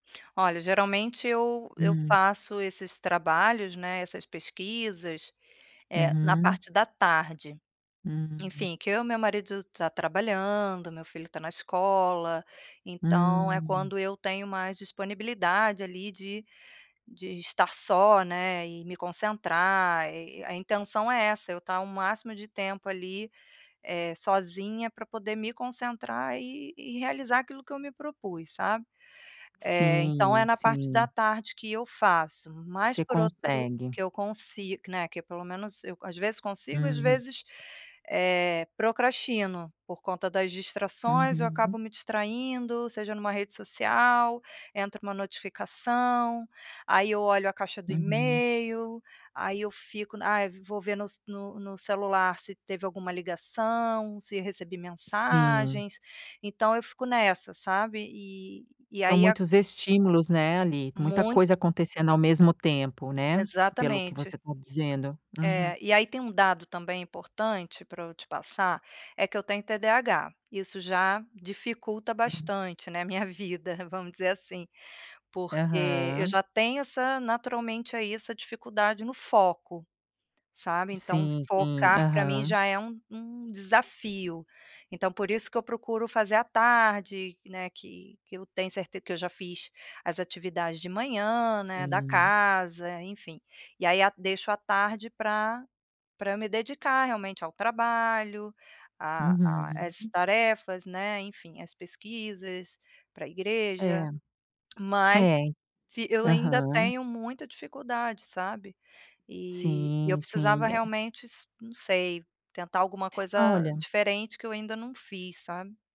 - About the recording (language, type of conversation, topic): Portuguese, advice, Como posso lidar com as distrações ao longo do dia e manter-me presente nas tarefas?
- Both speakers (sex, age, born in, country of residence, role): female, 45-49, Brazil, Portugal, user; female, 50-54, Brazil, United States, advisor
- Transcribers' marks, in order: none